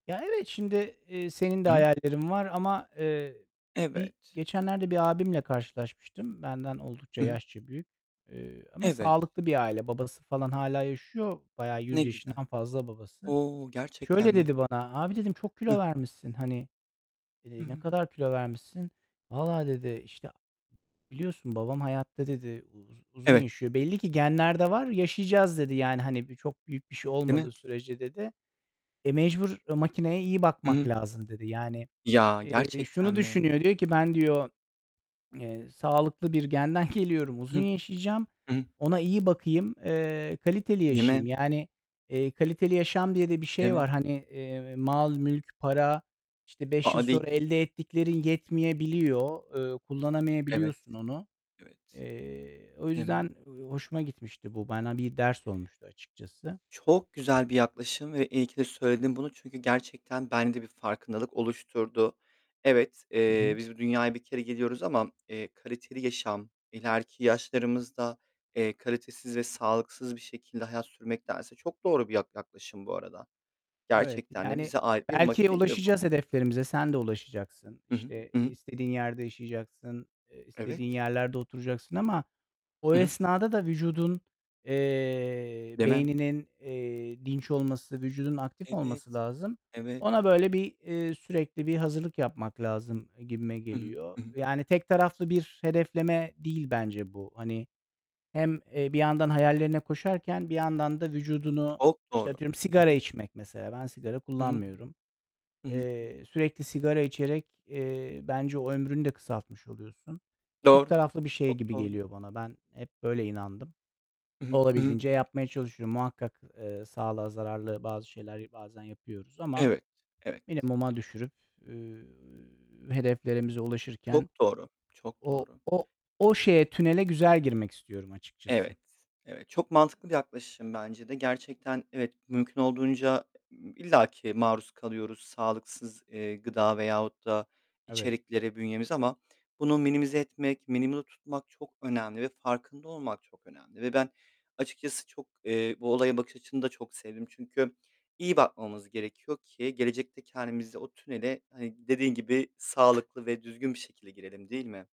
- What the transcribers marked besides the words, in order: distorted speech; other background noise; laughing while speaking: "geliyorum"; tapping
- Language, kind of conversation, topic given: Turkish, unstructured, Kendini beş yıl sonra nerede görüyorsun?